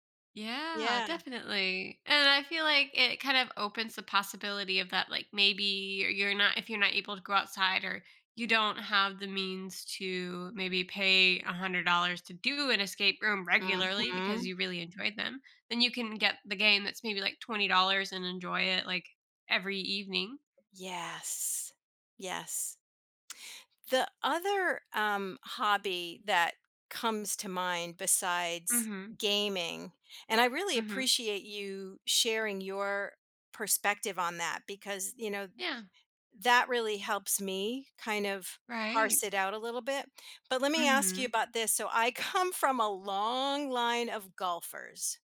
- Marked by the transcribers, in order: tapping; other background noise
- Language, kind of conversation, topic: English, unstructured, Why do some hobbies get a bad reputation or are misunderstood by others?
- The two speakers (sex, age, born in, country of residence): female, 30-34, United States, United States; female, 55-59, United States, United States